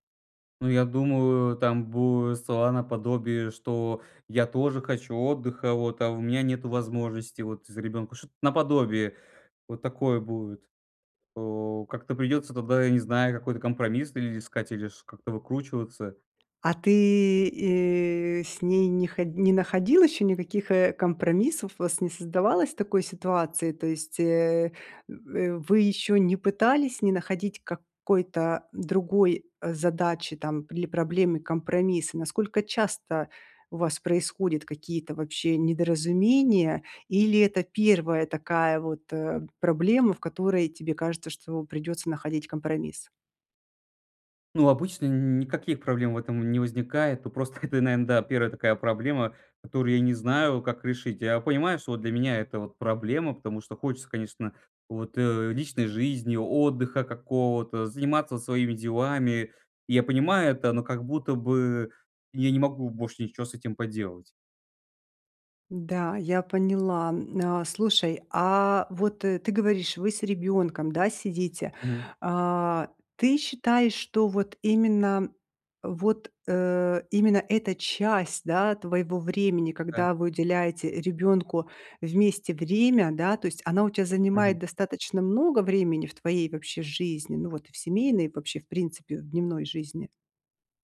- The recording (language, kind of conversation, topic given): Russian, advice, Как мне сочетать семейные обязанности с личной жизнью и не чувствовать вины?
- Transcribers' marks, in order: tapping; chuckle